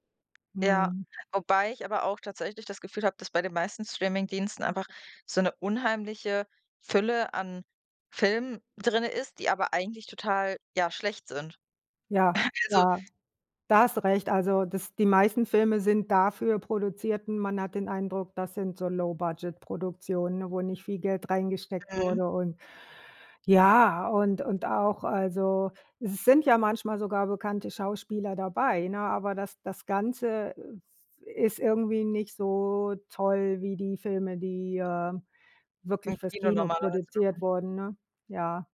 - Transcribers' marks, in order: chuckle
- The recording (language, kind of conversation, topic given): German, unstructured, Glaubst du, dass Streaming-Dienste die Filmkunst kaputtmachen?